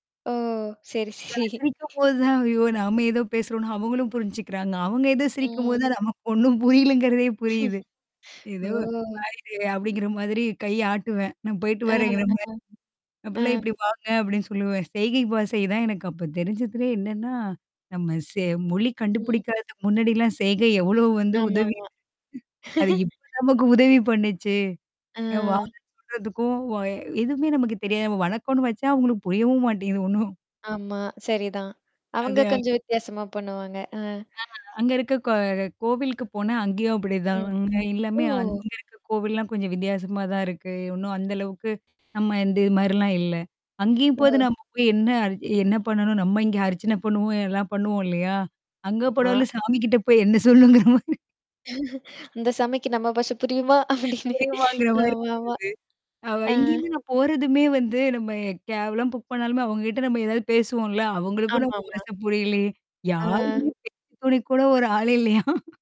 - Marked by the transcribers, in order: static; laughing while speaking: "சரி"; distorted speech; tapping; laughing while speaking: "அவங்க ஏதோ சிரிக்கும்போது தான் நமக்கு … மாதிரி கைய ஆட்டுவேன்"; mechanical hum; chuckle; unintelligible speech; chuckle; other noise; laughing while speaking: "அங்க போனாலும் சாமி கிட்ட போய் என்ன சொல்லணுங்கிற மாரி"; laughing while speaking: "இந்த சாமிக்கு நம்ம பாஷ புரியுமா?"; in English: "கேப்லாம் புக்"; laugh
- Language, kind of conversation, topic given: Tamil, podcast, பயணத்தில் மொழி புரியாமல் சிக்கிய அனுபவத்தைப் பகிர முடியுமா?